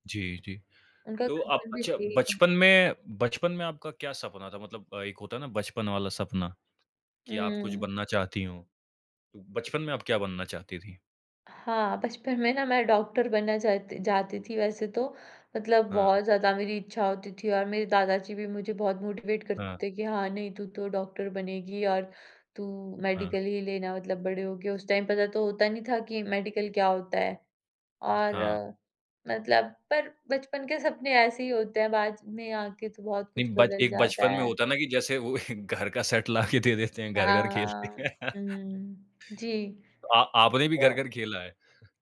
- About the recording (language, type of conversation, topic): Hindi, podcast, आपके बचपन के परिवार का माहौल कैसा था?
- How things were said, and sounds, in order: in English: "कंसर्न"; in English: "मोटिवेट"; in English: "मेडिकल"; in English: "टाइम"; in English: "मेडिकल"; laughing while speaking: "वो एक घर का सेट ला के दे देते हैं"; in English: "सेट"; laughing while speaking: "हैं"; laugh; other background noise